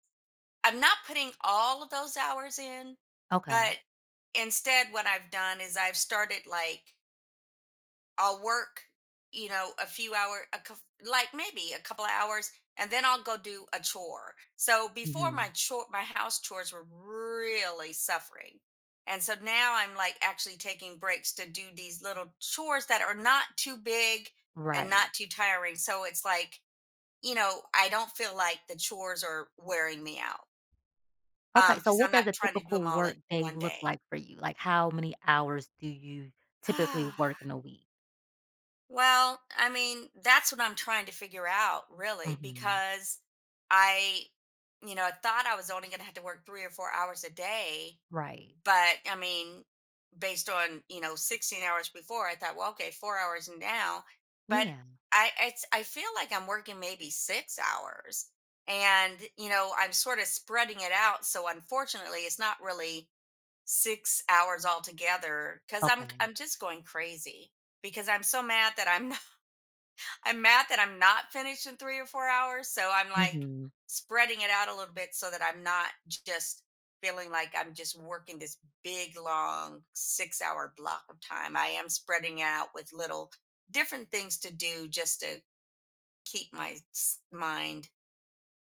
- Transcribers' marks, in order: drawn out: "really"; stressed: "really"; sigh; laughing while speaking: "no"
- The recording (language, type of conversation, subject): English, advice, How can I stay productive without burning out?